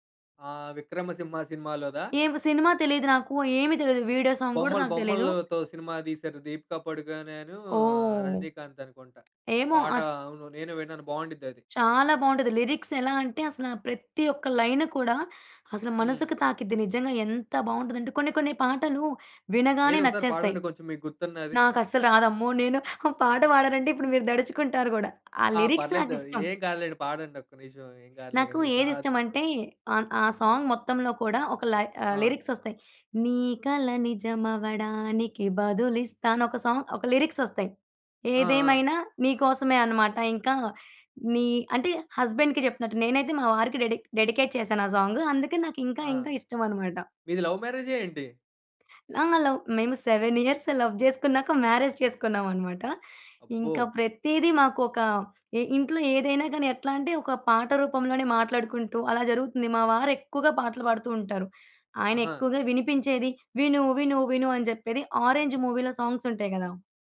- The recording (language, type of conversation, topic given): Telugu, podcast, మీ జీవితానికి నేపథ్య సంగీతంలా మీకు మొదటగా గుర్తుండిపోయిన పాట ఏది?
- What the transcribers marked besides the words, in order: in English: "సాంగ్"; other background noise; in English: "లిరిక్స్"; giggle; in English: "లిరిక్స్"; in English: "సాంగ్"; in English: "లిరిక్స్"; singing: "నీ కల నిజం అవ్వడానికి బదులిస్తా!"; in English: "సాంగ్"; in English: "లిరిక్స్"; in English: "హస్బెండ్‌కి"; in English: "డెడికేట్"; in English: "లవ్"; in English: "లవ్"; in English: "సెవెన్ ఇయర్స్ లవ్"; in English: "మ్యారేజ్"; in English: "మూవీలో"